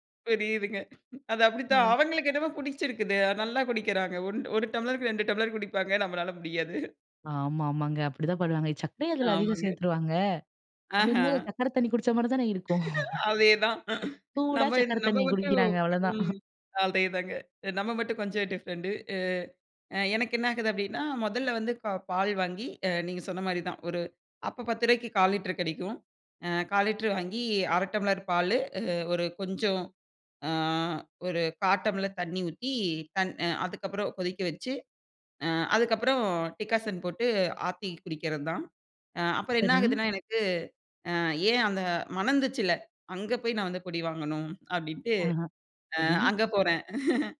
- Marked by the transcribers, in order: tapping; laughing while speaking: "அதேதான்"; other noise; chuckle; in English: "டிஃப்ரெண்டு"; drawn out: "அ"; in English: "டிக்காசன்"; other background noise; chuckle
- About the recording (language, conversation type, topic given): Tamil, podcast, காபி அல்லது தேன் பற்றிய உங்களுடைய ஒரு நினைவுக் கதையைப் பகிர முடியுமா?